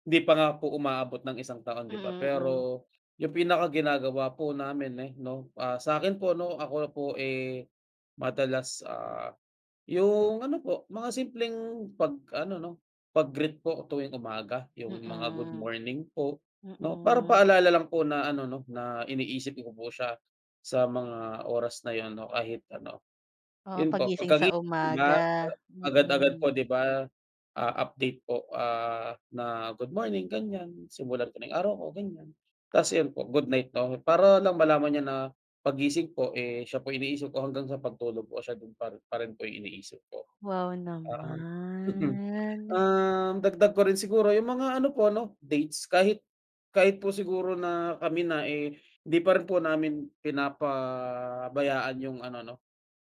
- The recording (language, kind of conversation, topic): Filipino, unstructured, Paano mo pinananatili ang kilig sa isang matagal nang relasyon?
- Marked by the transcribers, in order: drawn out: "naman"